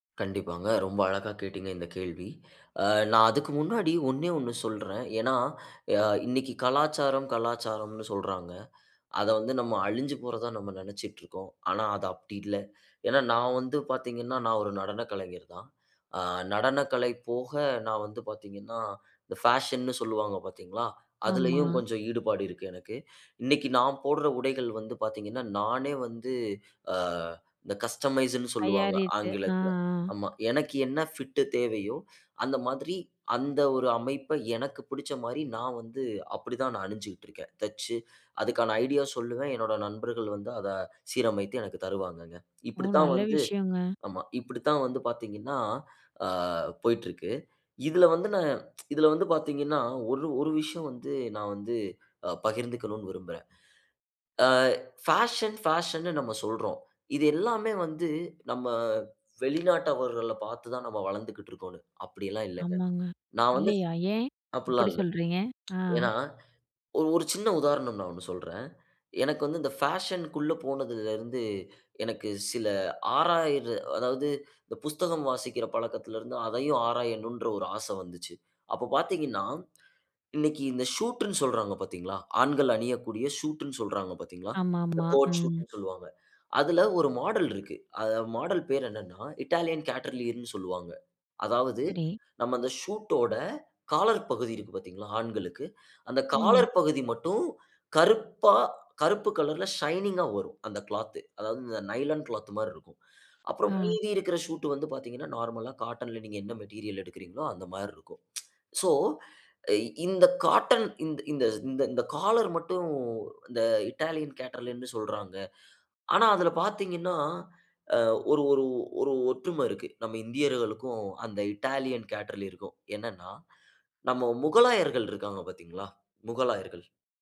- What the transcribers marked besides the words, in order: inhale; in English: "பேஷன்னு"; inhale; in English: "கஸ்டமைஸ்னு"; in English: "பிட்"; "பிடிச்ச" said as "புடிச்ச"; in English: "ஐடியா"; surprised: "ஓ! நல்ல விஷயங்க"; tsk; in English: "பேஷன் பேஷன்னு"; other noise; in English: "பேஷன்‌க்கு"; inhale; in English: "ஷூட்னு"; in English: "கோட் ஷூட்னு"; in English: "மாடல்"; in English: "இட்டாலியன் கேட்டர்லியர்னு"; in English: "ஷைனிங்‌ஆ"; in English: "நைலான் கிளாத்"; inhale; in English: "நார்மல்‌ஆ காட்டன்‌ல"; in English: "மெட்டீரியல்"; tsk; in English: "காலர்"; in English: "இட்டாலியன் கேட்டர்லியர்னு"
- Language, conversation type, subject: Tamil, podcast, தங்கள் பாரம்பரிய உடைகளை நீங்கள் எப்படிப் பருவத்துக்கும் சந்தர்ப்பத்துக்கும் ஏற்றபடி அணிகிறீர்கள்?